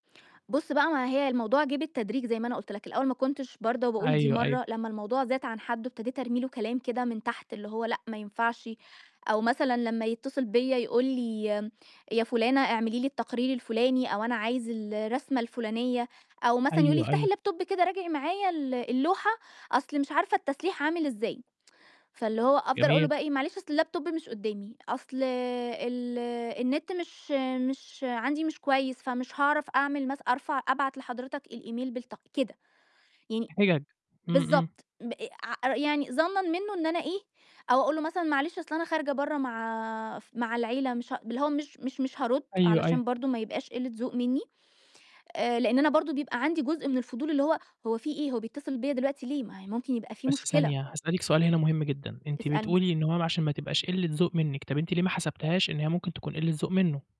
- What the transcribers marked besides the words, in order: in English: "اللاب توب"; tsk; in English: "اللاب توب"; in English: "الإيميل"; tapping; other background noise
- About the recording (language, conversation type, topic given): Arabic, podcast, بتتصرف إزاي لو مديرك كلمك برّه مواعيد الشغل؟